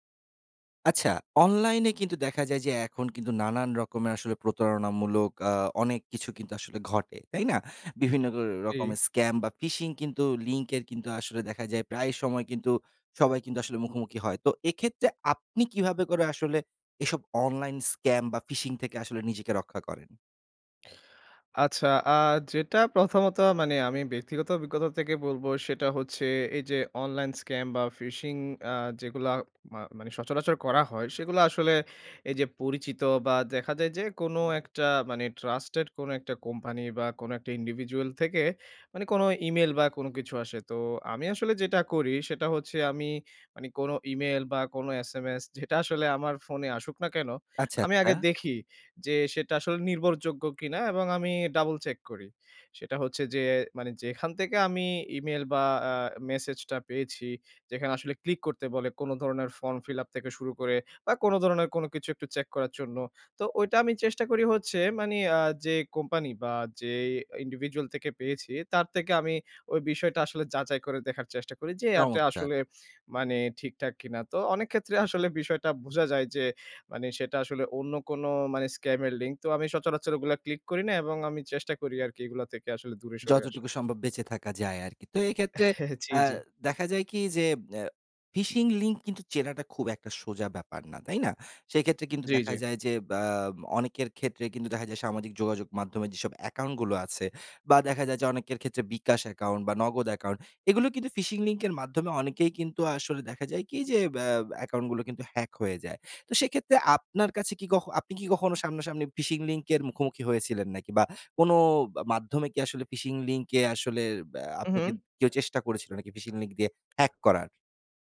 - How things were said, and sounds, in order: in English: "phishing"; in English: "phishing"; in English: "individual"; scoff; in English: "individual"; "এটা" said as "আটে"; chuckle; in English: "phishing"; in English: "phishing"; in English: "phishing"; in English: "phishing"; in English: "phishing"
- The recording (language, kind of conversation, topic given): Bengali, podcast, অনলাইন প্রতারণা বা ফিশিং থেকে বাঁচতে আমরা কী কী করণীয় মেনে চলতে পারি?